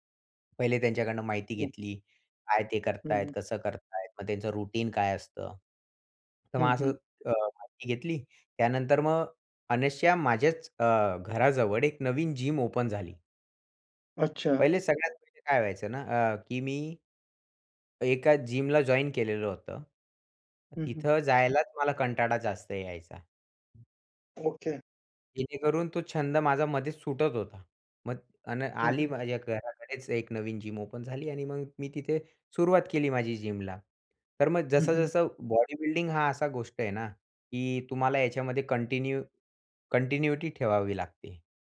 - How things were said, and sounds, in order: other noise; in English: "रुटीन"; "अनायसे" said as "अनशा"; in English: "जिम ओपन"; in English: "जिमला जॉइन"; other background noise; in English: "जिम ओपन"; tapping; in English: "जिमला"; in English: "बॉडीबिल्डिंग"; in English: "कंटिन्यू कंटिन्यूटी"
- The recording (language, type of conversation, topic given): Marathi, podcast, एखादा नवीन छंद सुरू कसा करावा?